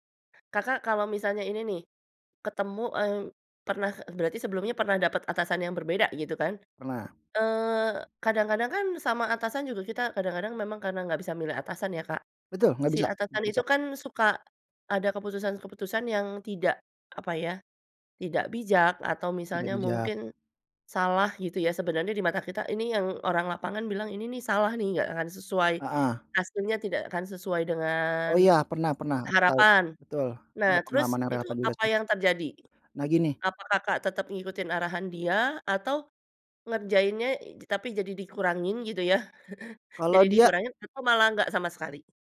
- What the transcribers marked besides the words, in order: other background noise; tapping; chuckle
- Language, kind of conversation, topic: Indonesian, podcast, Bagaimana kamu menghadapi tekanan sosial saat harus mengambil keputusan?